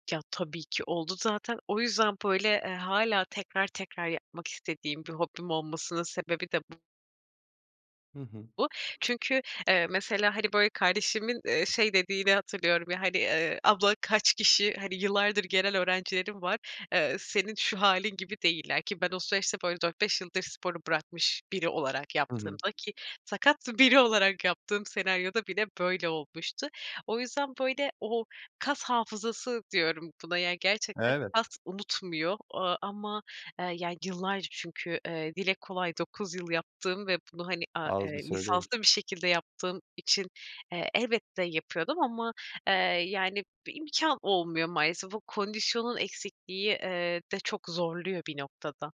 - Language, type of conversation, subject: Turkish, podcast, Bıraktığın hangi hobiye yeniden başlamak isterdin?
- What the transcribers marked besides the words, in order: other background noise; tapping; laughing while speaking: "biri olarak yaptığım senaryoda bile böyle olmuştu"